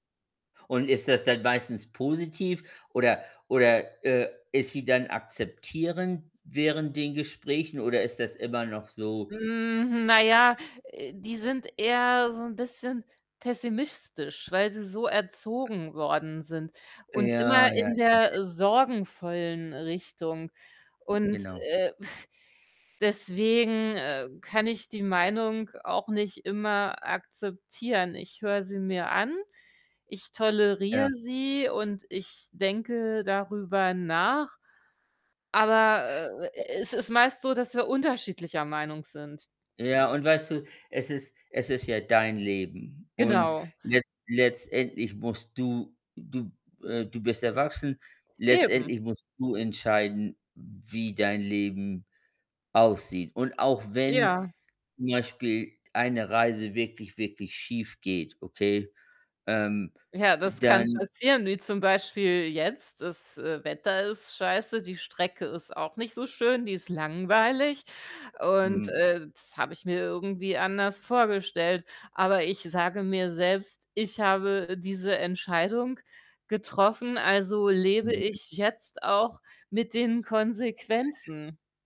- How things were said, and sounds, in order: other background noise; distorted speech; unintelligible speech; blowing; tapping
- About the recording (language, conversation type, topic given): German, unstructured, Wie gehst du damit um, wenn deine Familie deine Entscheidungen nicht akzeptiert?